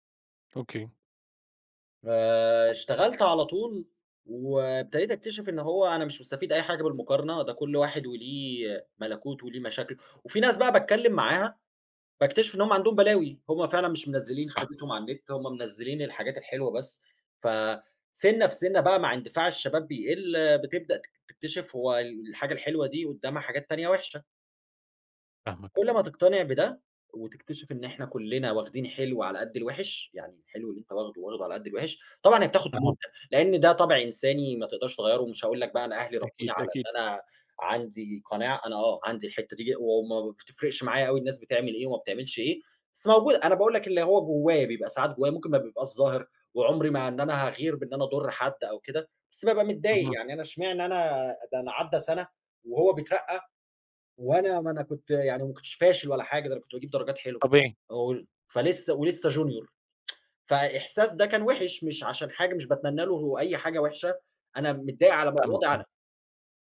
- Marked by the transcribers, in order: cough; unintelligible speech; in English: "Junior"; tsk; unintelligible speech
- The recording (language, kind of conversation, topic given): Arabic, podcast, إيه أسهل طريقة تبطّل تقارن نفسك بالناس؟